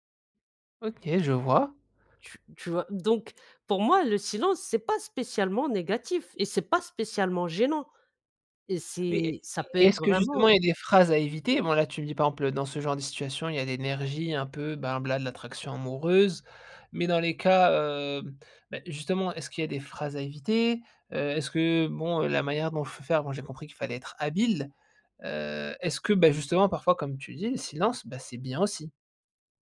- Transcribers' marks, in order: "voilà" said as "bla"
- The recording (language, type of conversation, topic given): French, podcast, Comment gères-tu les silences gênants en conversation ?